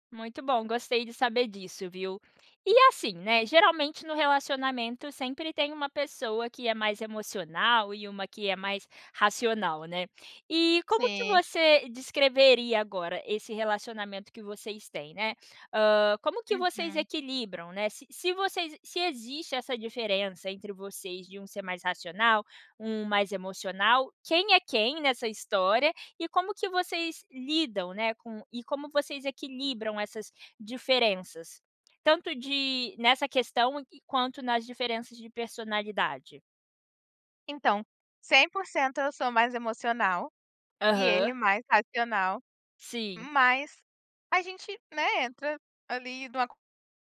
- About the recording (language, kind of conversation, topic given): Portuguese, podcast, Como você escolhe com quem quer dividir a vida?
- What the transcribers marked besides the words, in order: tapping